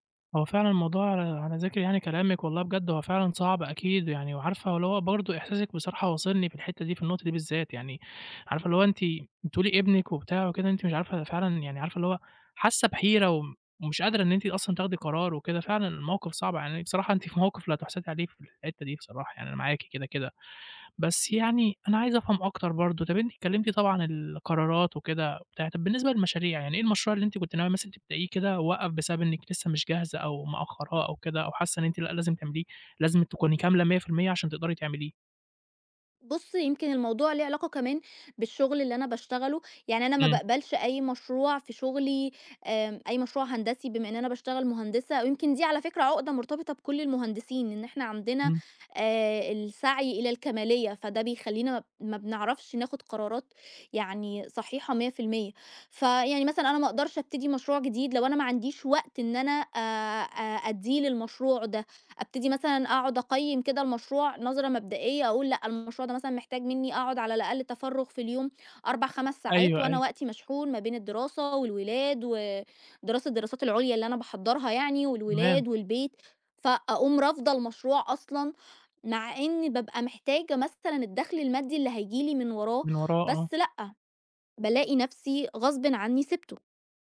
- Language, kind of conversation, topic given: Arabic, advice, إزاي الكمالية بتعطّلك إنك تبدأ مشاريعك أو تاخد قرارات؟
- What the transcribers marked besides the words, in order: tapping